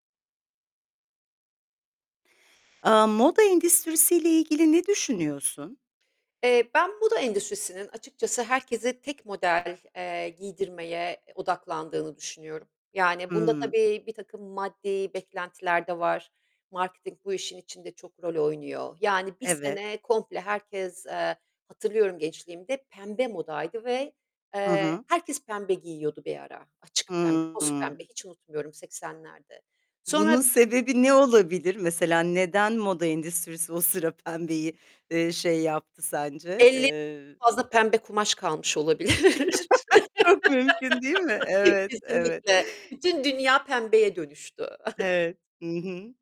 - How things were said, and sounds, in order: static; "moda" said as "buda"; other background noise; in English: "Marketing"; distorted speech; laughing while speaking: "kalmış olabilir. Kesinlikle"; laugh; chuckle
- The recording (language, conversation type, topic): Turkish, podcast, Hangi kıyafet seni en çok "sen" hissettirir?